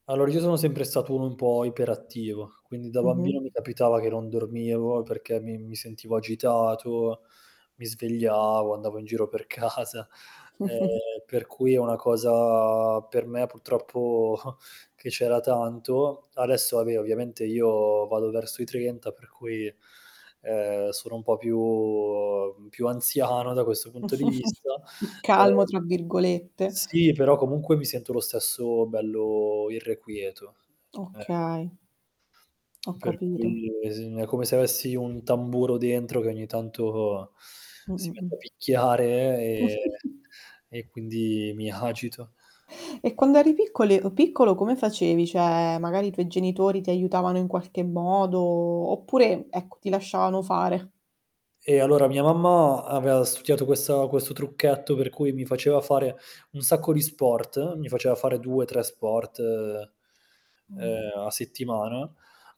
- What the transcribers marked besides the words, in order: static; chuckle; laughing while speaking: "casa"; distorted speech; scoff; chuckle; drawn out: "più"; other background noise; lip smack; unintelligible speech; teeth sucking; chuckle; laughing while speaking: "mi agito"; "Cioè" said as "ceh"; drawn out: "modo"
- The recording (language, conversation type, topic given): Italian, podcast, Hai consigli per affrontare l’insonnia occasionale?